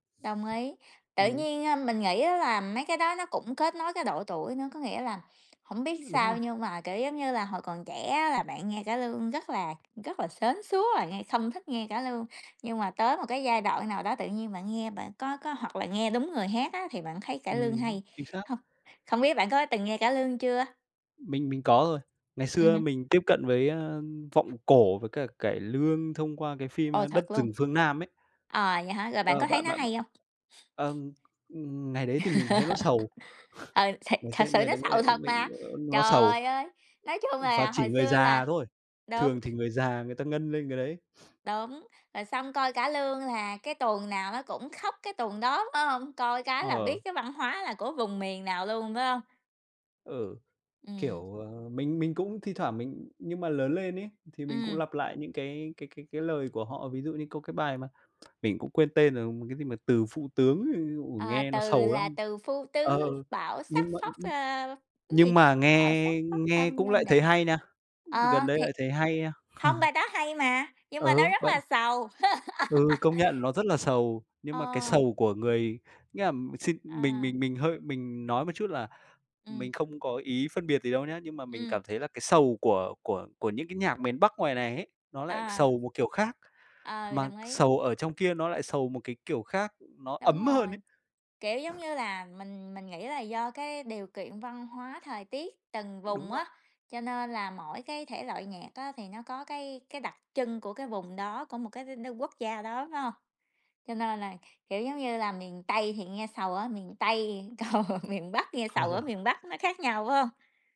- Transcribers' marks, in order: other noise; tapping; chuckle; laugh; other background noise; sniff; singing: "từ là từ phu tứ, bão sắc phóc"; "ôi" said as "ùi"; "cái" said as "ứn"; chuckle; laugh; chuckle; unintelligible speech; unintelligible speech; laughing while speaking: "còn"; chuckle
- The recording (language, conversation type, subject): Vietnamese, unstructured, Bạn nghĩ âm nhạc đóng vai trò như thế nào trong cuộc sống hằng ngày?